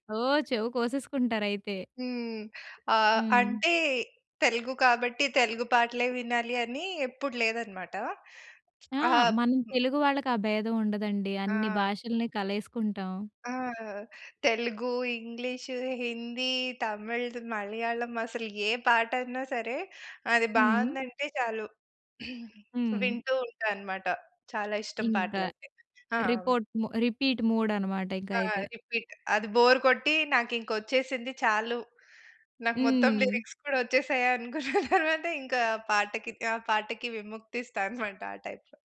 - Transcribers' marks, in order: other noise; throat clearing; in English: "రిపోర్ట్ మొ రిపీట్ మోడ్"; in English: "రీపిట్"; in English: "బోర్"; in English: "లిరిక్స్"; chuckle; in English: "టైప్‌లో"
- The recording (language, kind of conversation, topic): Telugu, podcast, లైవ్‌గా మాత్రమే వినాలని మీరు ఎలాంటి పాటలను ఎంచుకుంటారు?